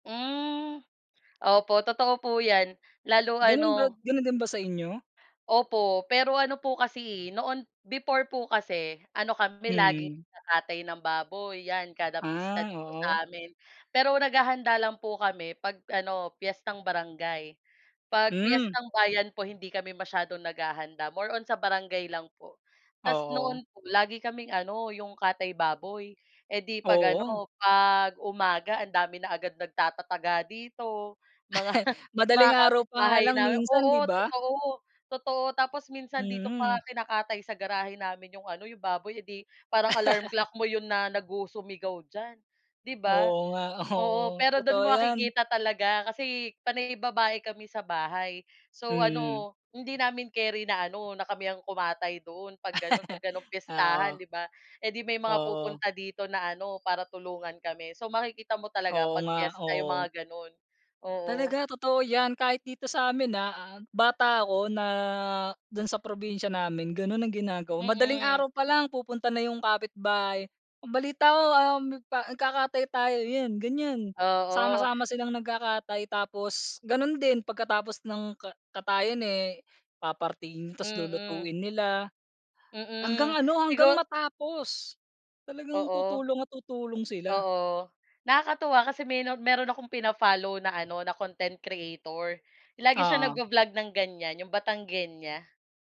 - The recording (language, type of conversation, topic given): Filipino, unstructured, Ano ang kahalagahan ng bayanihan sa kulturang Pilipino para sa iyo?
- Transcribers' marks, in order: chuckle; laugh; laugh; laugh